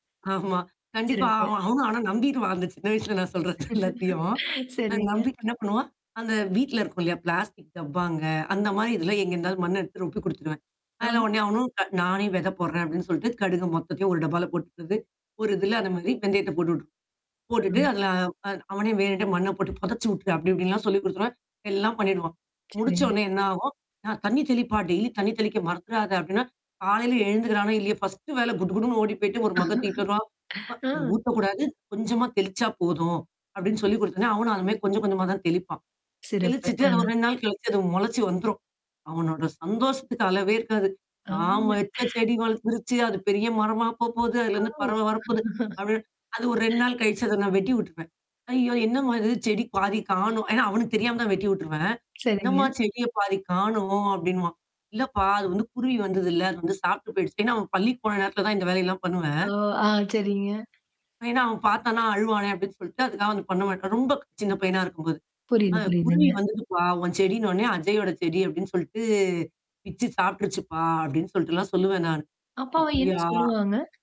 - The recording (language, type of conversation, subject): Tamil, podcast, வீட்டில் குழந்தைகளுக்கு பசுமையான பழக்கங்களை நீங்கள் எப்படி கற்றுக்கொடுக்கிறீர்கள்?
- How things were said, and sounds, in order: laughing while speaking: "ஆமா"; laughing while speaking: "நான் சொல்றது எல்லாத்தயும்"; laugh; distorted speech; static; unintelligible speech; in English: "ஃபஸ்டு"; laugh; in English: "மக்க"; other noise; laughing while speaking: "ஆ"